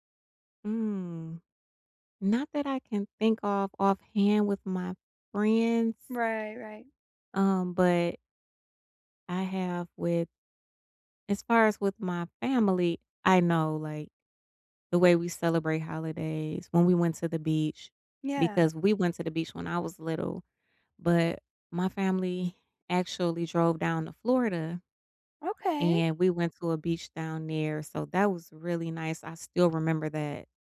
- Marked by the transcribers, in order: tapping
- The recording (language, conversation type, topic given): English, unstructured, How can I recall a childhood memory that still makes me smile?